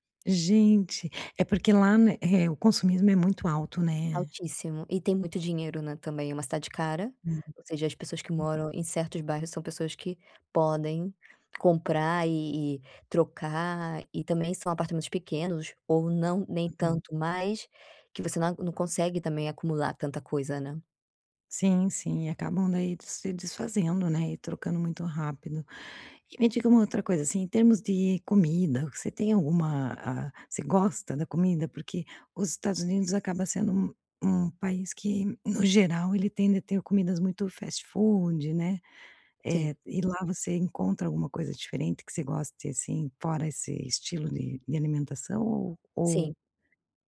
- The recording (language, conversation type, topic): Portuguese, podcast, Qual lugar você sempre volta a visitar e por quê?
- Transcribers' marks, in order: none